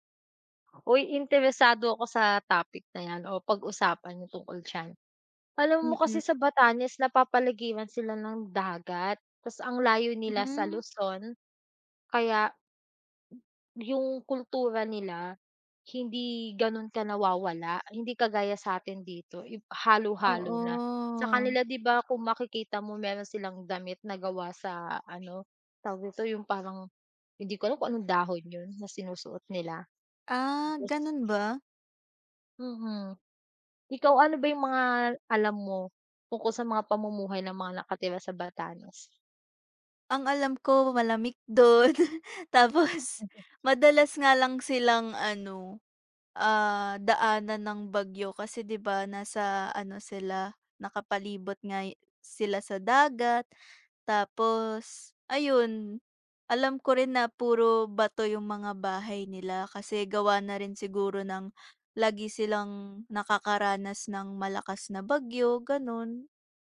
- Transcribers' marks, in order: other background noise; tapping; drawn out: "Oo"; other noise; bird; chuckle; laughing while speaking: "Tapos"
- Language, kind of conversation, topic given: Filipino, unstructured, Paano nakaaapekto ang heograpiya ng Batanes sa pamumuhay ng mga tao roon?